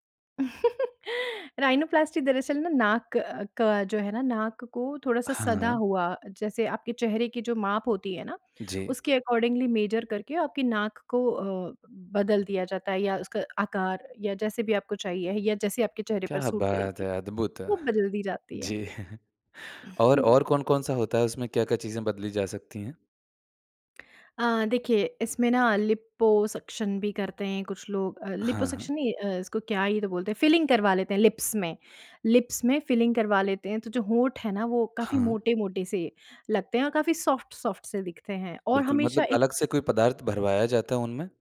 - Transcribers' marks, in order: chuckle; in English: "राइनोप्लास्टी"; in English: "अकॉर्डिंगली मेजर"; in English: "सूट"; laughing while speaking: "जी"; tapping; in English: "लिपोसक्शन"; in English: "लिपोसक्शन"; in English: "फ़िलिंग"; in English: "लिप्स"; in English: "लिप्स"; in English: "फ़िलिंग"; in English: "सॉफ्ट-सॉफ्ट"
- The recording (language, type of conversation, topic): Hindi, podcast, किस फिल्मी सितारे का लुक आपको सबसे अच्छा लगता है?